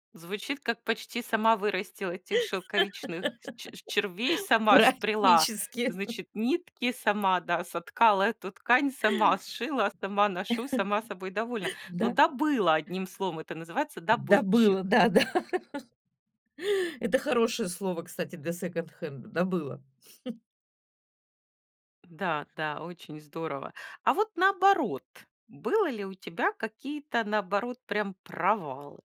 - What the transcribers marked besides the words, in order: laugh; laughing while speaking: "Практически"; tapping; other background noise; chuckle; chuckle; laughing while speaking: "да"; laugh; chuckle
- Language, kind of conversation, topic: Russian, podcast, Что вы думаете о секонд-хенде и винтаже?
- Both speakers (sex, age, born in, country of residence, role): female, 45-49, Russia, Spain, host; female, 60-64, Russia, Italy, guest